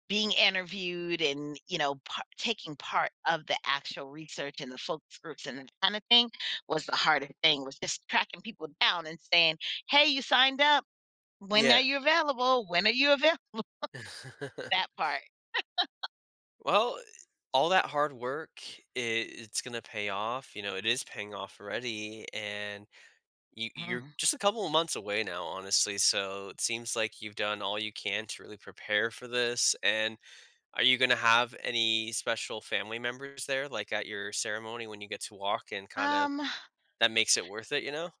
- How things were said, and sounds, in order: laugh; laughing while speaking: "available?"; chuckle; laugh; tapping
- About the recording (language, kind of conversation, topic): English, advice, How can I recover and maintain momentum after finishing a big project?
- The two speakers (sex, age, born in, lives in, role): female, 45-49, United States, United States, user; male, 35-39, United States, United States, advisor